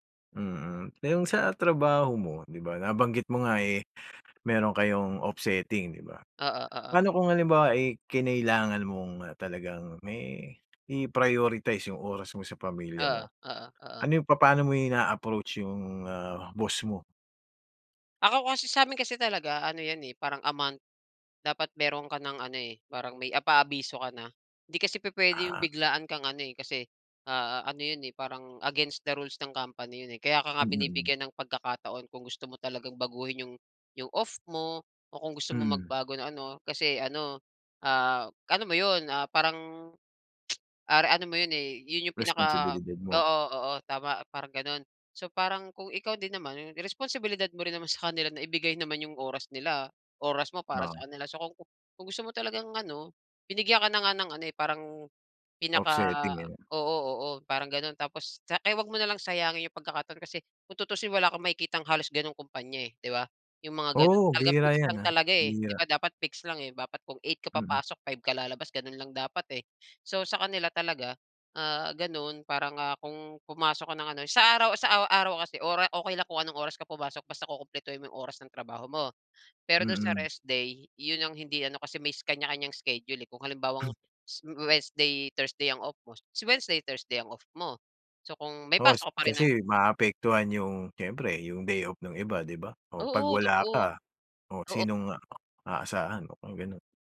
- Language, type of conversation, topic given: Filipino, podcast, Paano mo pinangangalagaan ang oras para sa pamilya at sa trabaho?
- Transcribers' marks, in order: tapping; tsk; throat clearing